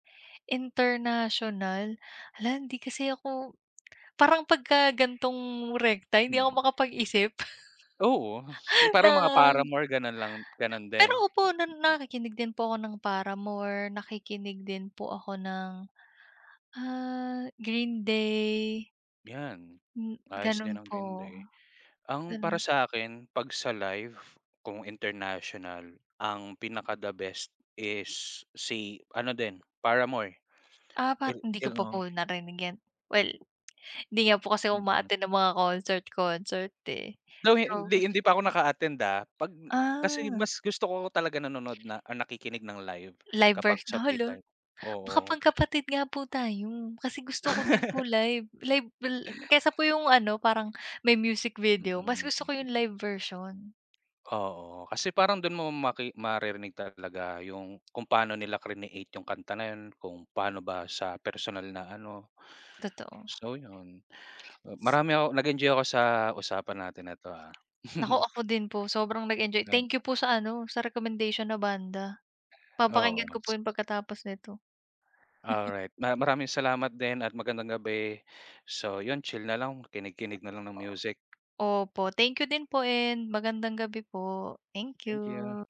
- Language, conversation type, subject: Filipino, unstructured, Paano sa palagay mo nakaaapekto ang musika sa ating mga damdamin?
- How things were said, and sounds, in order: tapping; chuckle; other background noise; laugh; chuckle; chuckle